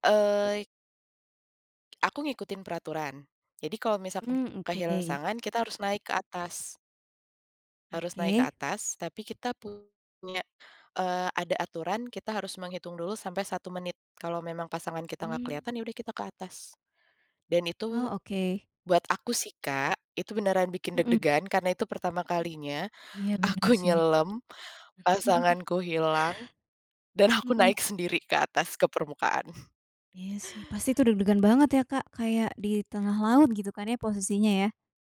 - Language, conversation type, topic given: Indonesian, podcast, Apa petualangan di alam yang paling bikin jantung kamu deg-degan?
- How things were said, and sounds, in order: other background noise; tapping; laughing while speaking: "aku nyelem"; chuckle; laughing while speaking: "dan aku naik sendiri"